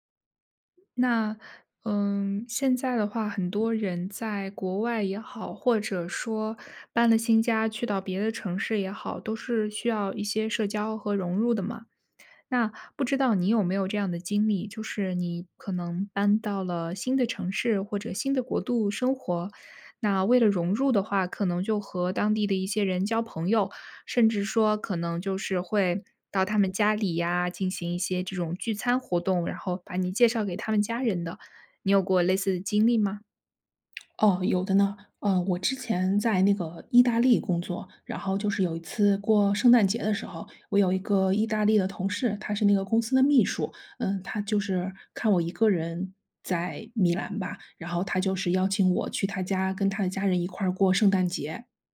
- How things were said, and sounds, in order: other background noise
- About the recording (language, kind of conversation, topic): Chinese, podcast, 你能讲讲一次与当地家庭共进晚餐的经历吗？